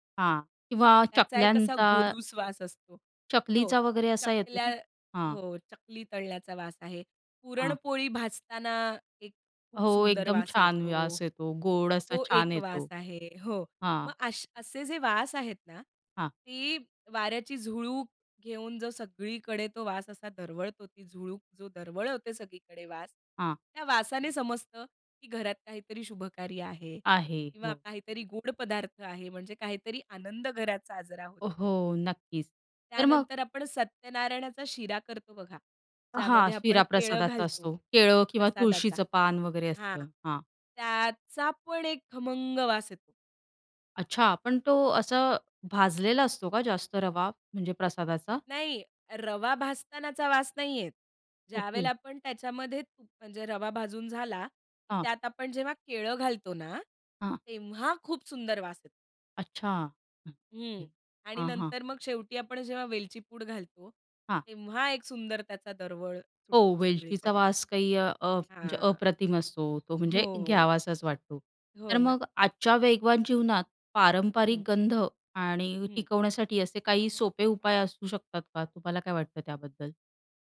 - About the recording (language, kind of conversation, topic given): Marathi, podcast, घरच्या रेसिपींच्या गंधाचा आणि स्मृतींचा काय संबंध आहे?
- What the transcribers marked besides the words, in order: other noise; stressed: "खमंग"